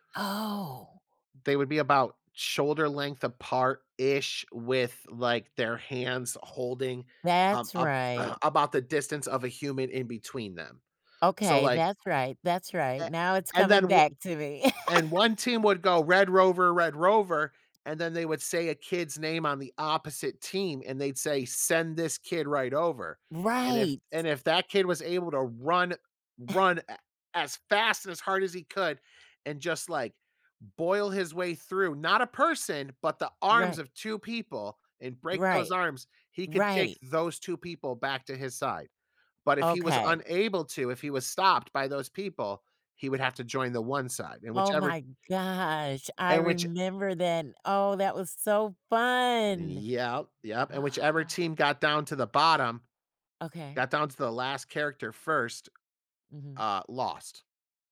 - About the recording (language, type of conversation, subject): English, podcast, How did childhood games shape who you are today?
- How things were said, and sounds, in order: throat clearing; laugh; chuckle; gasp